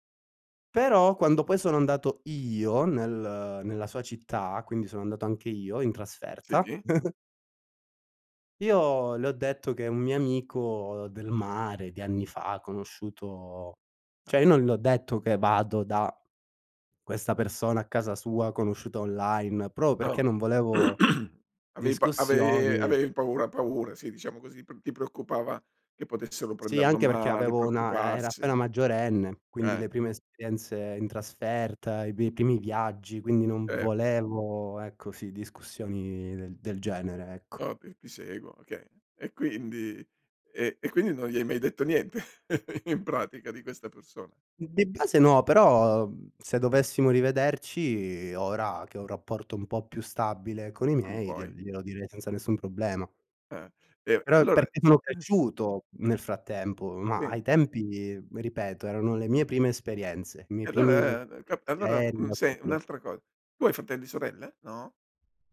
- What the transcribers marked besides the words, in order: stressed: "io"; laugh; throat clearing; laugh; other noise
- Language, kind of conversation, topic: Italian, podcast, Che cosa ti ha insegnato un mentore importante?